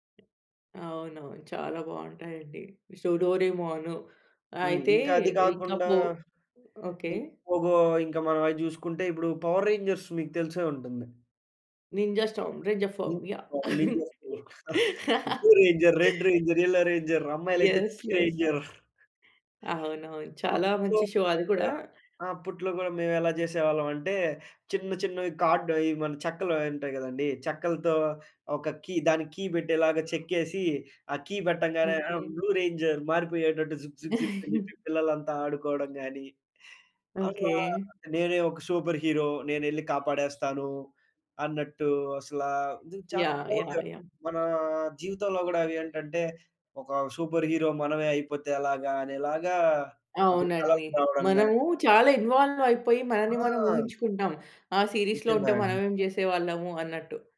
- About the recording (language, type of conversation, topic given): Telugu, podcast, చిన్నతనంలో మీరు చూసిన టెలివిజన్ కార్యక్రమం ఏది?
- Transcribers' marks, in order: tapping; in English: "సో"; unintelligible speech; in English: "బ్లూ రేంజర్, రెడ్ రేంజర్, ఎల్లో రేంజర్"; laugh; in English: "పింక్ రేంజర్"; in English: "యెస్. యెస్"; in English: "షో"; in English: "కార్డ్"; in English: "కీ"; in English: "కీ"; in English: "కీ"; in English: "బ్లూ రేంజర్"; laugh; in English: "సూపర్ హీరో"; in English: "పూర్‌గా"; in English: "సూపర్ హీరో"; in English: "ఇన్వాల్వ్"; in English: "సీరీస్‌లో"